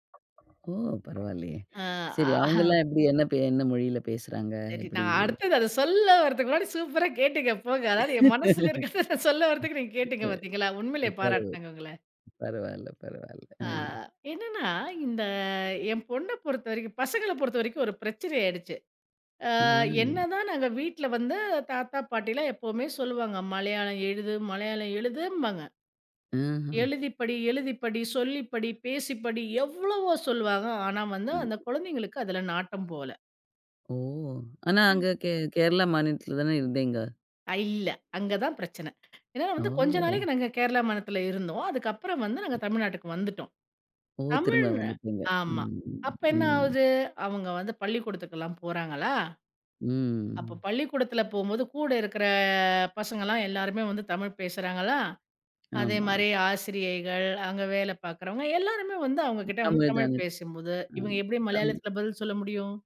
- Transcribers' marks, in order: other noise; inhale; laughing while speaking: "ம்ஆஹ"; laughing while speaking: "சொல்ல வரதுக்கு முன்னாடி சூப்பரா கேட்டிங்க … நீங்க கேட்டிங்க பார்த்தீங்களா?"; laugh; "பசங்களை" said as "பசங்கள"; "இல்லை" said as "இல்ல"; tapping; drawn out: "ம்"; "இவங்க" said as "இவன்"
- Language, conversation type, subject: Tamil, podcast, வீட்டில் உங்களுக்கு மொழியும் மரபுகளும் எப்படிக் கற்பிக்கப்பட்டன?